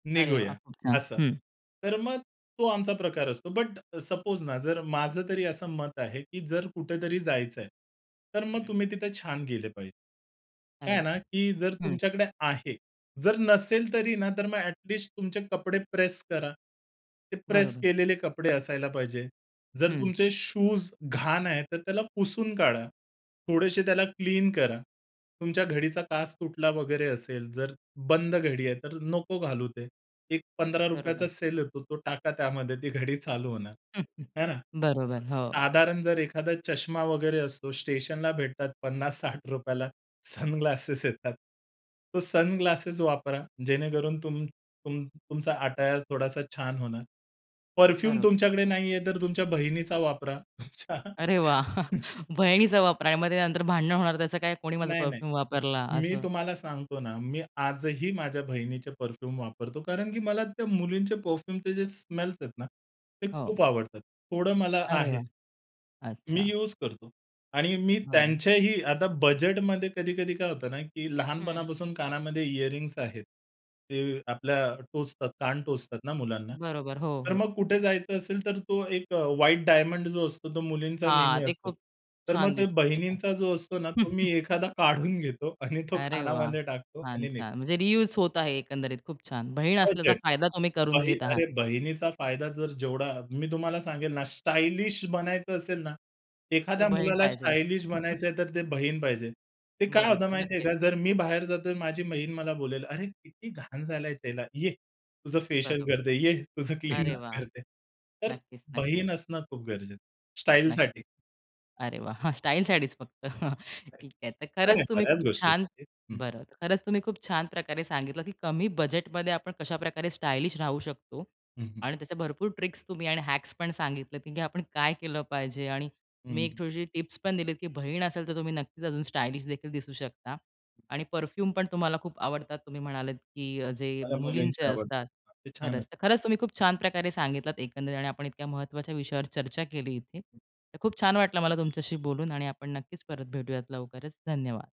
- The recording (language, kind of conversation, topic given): Marathi, podcast, कमी बजेटमध्येही स्टायलिश दिसण्यासाठी तुम्ही कोणते उपाय करता?
- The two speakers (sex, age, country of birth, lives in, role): female, 30-34, India, India, host; male, 30-34, India, India, guest
- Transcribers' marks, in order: tapping; in English: "सपोज"; horn; laughing while speaking: "ती घडी चालू होणार"; chuckle; other background noise; laughing while speaking: "पन्नास साठ रुपयाला सनग्लासेस येतात"; in English: "सनग्लासेस"; in English: "सनग्लासेस"; in English: "अटायर"; in English: "परफ्यूम"; laughing while speaking: "अच्छा"; laugh; in English: "परफ्यूम"; in English: "परफ्यूम"; in English: "परफ्यूमचे"; in English: "स्मेल्स"; chuckle; laughing while speaking: "काढून घेतो आणि तो कानामध्ये टाकतो आणि निघतो"; in English: "रियुज"; chuckle; laughing while speaking: "क्लीनर करते"; chuckle; laughing while speaking: "स्टाईलसाठीच फक्त"; chuckle; other noise; in English: "ट्रिक्स"; in English: "हॅक्स"; in English: "परफ्यूम"